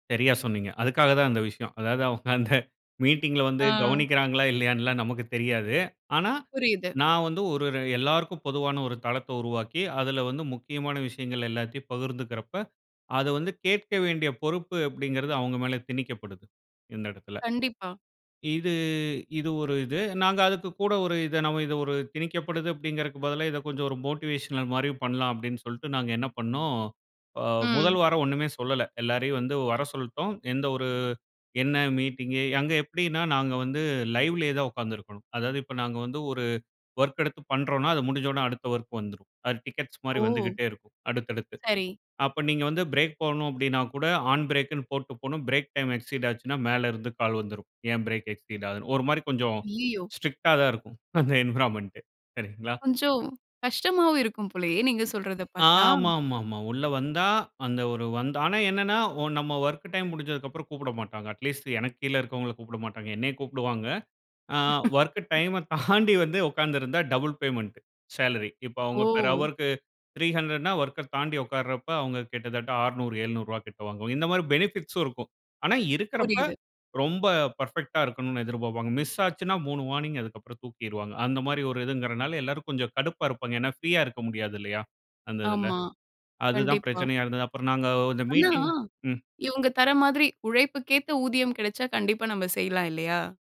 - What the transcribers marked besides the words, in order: in English: "மோட்டிவேஷனல்"; in English: "லைவ்‌லயே"; in English: "வொர்க்"; in English: "வொர்க்"; in English: "ஃப்ரேக் டைம் எக்சீட்"; laughing while speaking: "அந்த என்வ்ரான்மென்ட். சரீங்களா?"; other background noise; in English: "வொர்க் டைம்"; in English: "அட்லீஸ்ட்"; in English: "வொர்க்கு டைம"; laughing while speaking: "தாண்டி வந்து ஒக்காந்திருந்தா"; laugh; in English: "டபுள் பேமெண்ட் சேலரி"; in English: "பெர் ஹவர்‌க்கு"; in English: "வொர்க்‌க"; in English: "பெனிஃபிட்ஸும்"; in English: "பெர்ஃபெக்டா"; in English: "வார்னிங்"
- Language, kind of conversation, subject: Tamil, podcast, குழுவில் ஒத்துழைப்பை நீங்கள் எப்படிப் ஊக்குவிக்கிறீர்கள்?